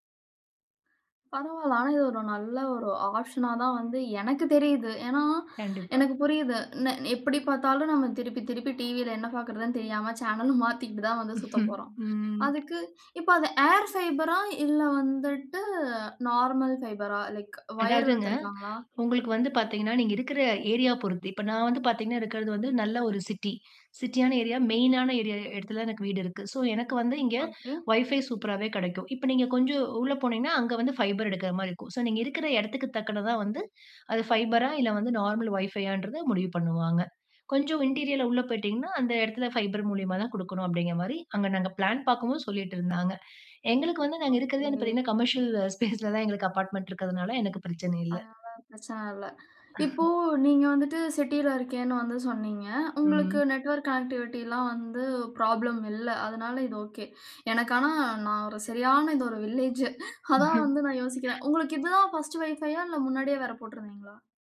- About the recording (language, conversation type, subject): Tamil, podcast, ஸ்ட்ரீமிங் தளங்கள் சினிமா அனுபவத்தை எவ்வாறு மாற்றியுள்ளன?
- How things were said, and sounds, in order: in English: "ஆஃப்ஷனா"; chuckle; in English: "ஏர் ஃபைபரா"; in English: "நார்மல் ஃபைபரா லைக் வயர்"; in English: "சோ"; in English: "வைஃபை"; in English: "ஃபைபர்"; in English: "ஃபைபரா!"; in English: "நார்மல் வைஃபை"; in English: "இன்டீரியரிலா"; other noise; in English: "பிளான்"; in English: "கமர்ஷியல் ஸ்பேஸ்"; in English: "நெட்வொர்க் கனெக்டிவிட்டி"; in English: "வில்லேஜ்"; laugh; in English: "ஃபர்ஸ்ட் வைஃபை"